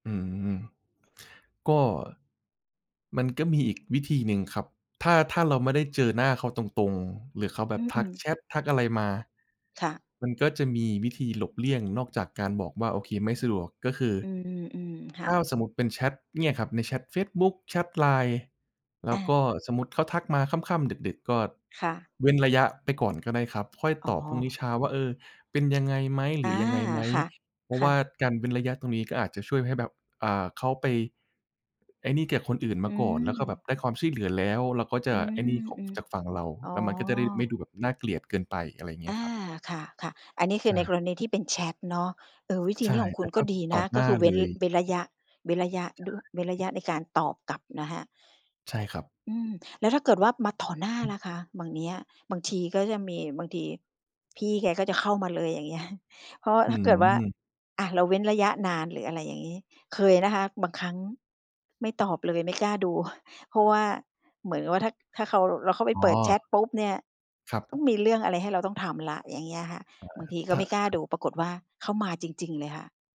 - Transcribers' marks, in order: other background noise; tapping; chuckle
- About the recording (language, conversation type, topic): Thai, advice, คุณรู้สึกอย่างไรเมื่อปฏิเสธคำขอให้ช่วยเหลือจากคนที่ต้องการไม่ได้จนทำให้คุณเครียด?